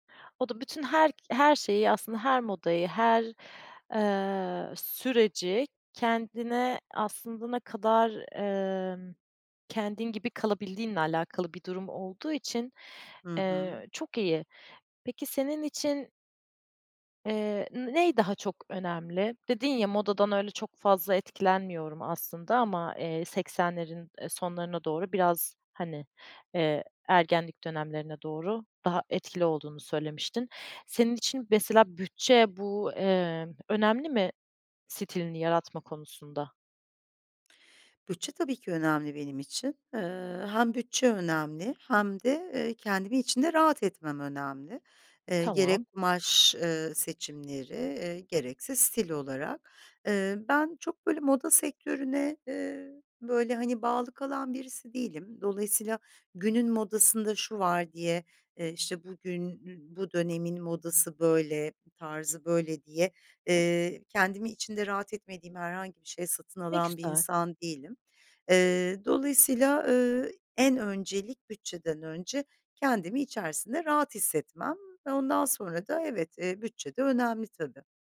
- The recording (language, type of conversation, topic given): Turkish, podcast, Stil değişimine en çok ne neden oldu, sence?
- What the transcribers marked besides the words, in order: other background noise